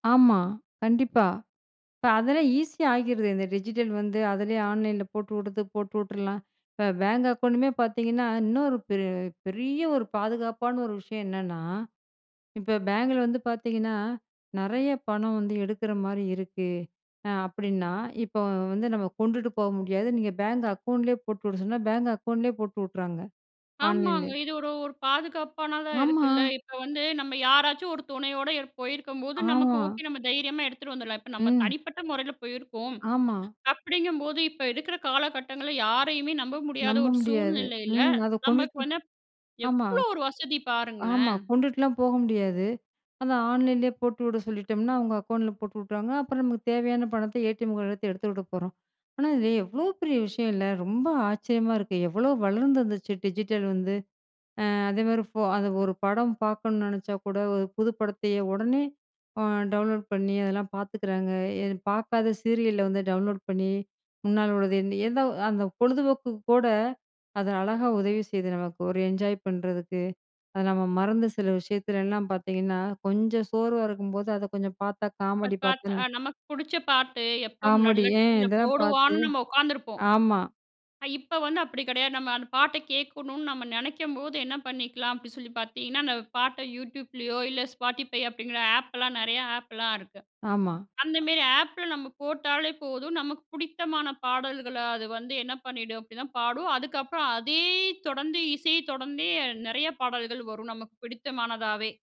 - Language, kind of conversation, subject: Tamil, podcast, டிஜிட்டல் வாழ்வையும் நமது நேரத்தையும் எப்படி சமநிலைப்படுத்தலாம்?
- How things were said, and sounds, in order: tapping; in English: "டிஜிட்டல்"; in English: "ஆன்லைன்ல"; in English: "பேங்க் அக்கவுண்டுமே"; in English: "அக்கவுண்ட்லயே"; in English: "அக்கவுண்ட்லயே"; in English: "ஆன்லைன்லயே"; in English: "ஆன்லைன்லயே"; in English: "டிஜிட்டல்"; in English: "டவுன்லோட்"; in English: "சீரியல்ல"; in English: "என்ஜாய்"; in English: "ஆப்லாம்"; in English: "ஆப்லாம்"; other noise; in English: "ஆப்ல"